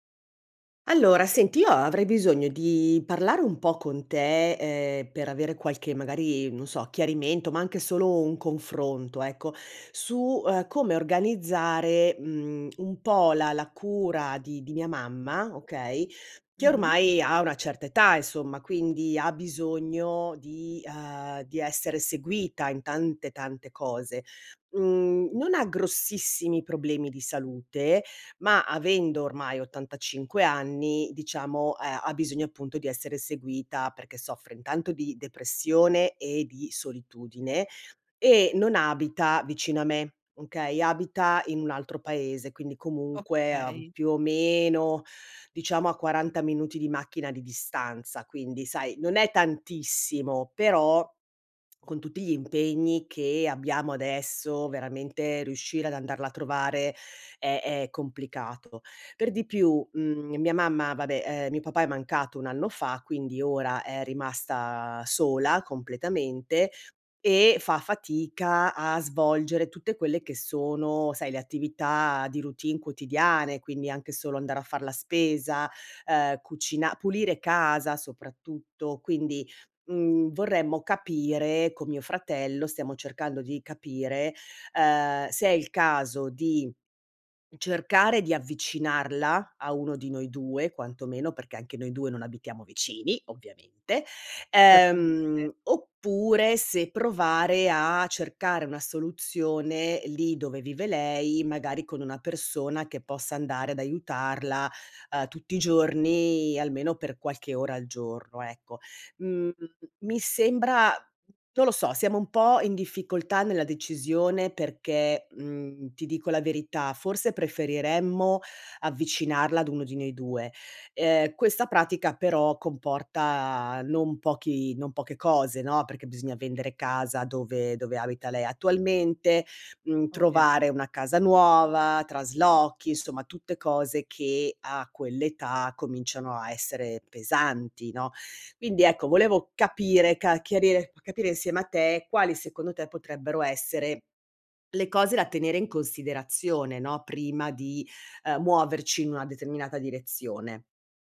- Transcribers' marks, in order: none
- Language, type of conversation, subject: Italian, advice, Come posso organizzare la cura a lungo termine dei miei genitori anziani?